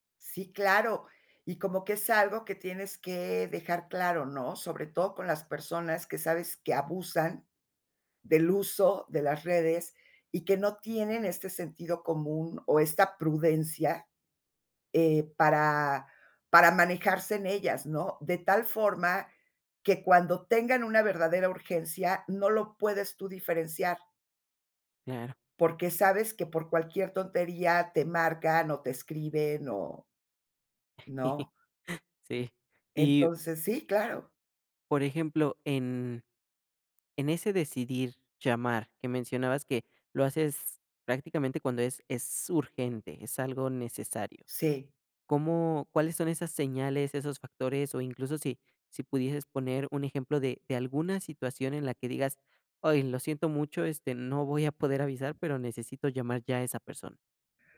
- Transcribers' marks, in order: chuckle
- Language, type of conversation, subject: Spanish, podcast, ¿Cómo decides cuándo llamar en vez de escribir?